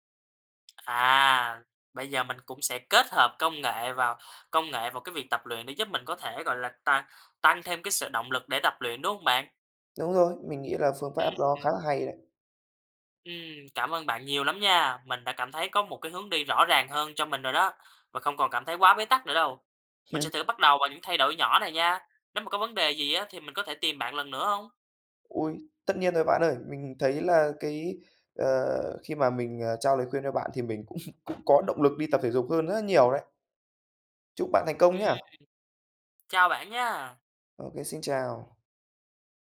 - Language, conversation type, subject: Vietnamese, advice, Vì sao bạn bị mất động lực tập thể dục đều đặn?
- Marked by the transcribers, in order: tapping; other background noise; laugh; laugh